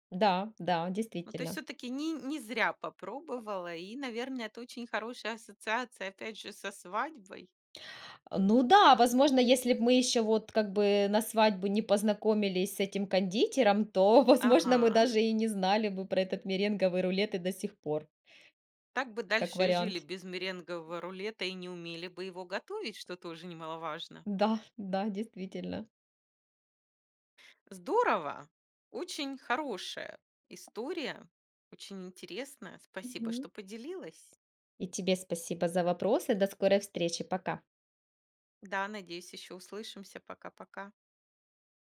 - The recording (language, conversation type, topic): Russian, podcast, Какое у вас самое тёплое кулинарное воспоминание?
- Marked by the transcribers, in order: tapping